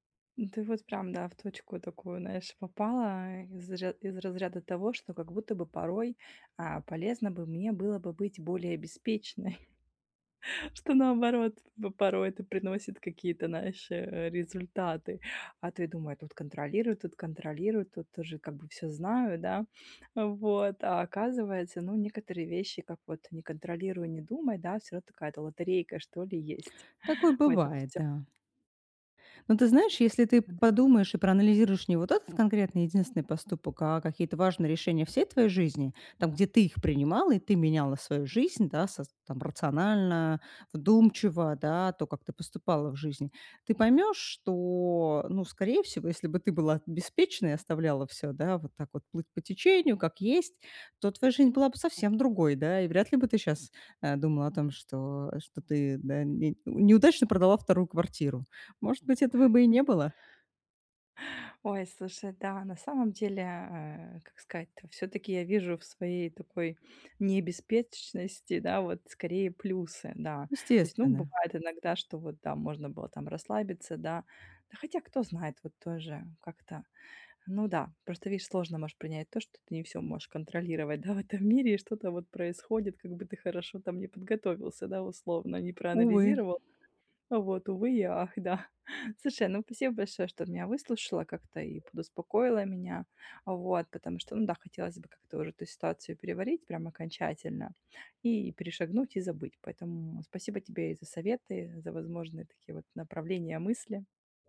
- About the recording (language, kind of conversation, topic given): Russian, advice, Как справиться с ошибкой и двигаться дальше?
- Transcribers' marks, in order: chuckle; tapping; background speech; other background noise; chuckle; chuckle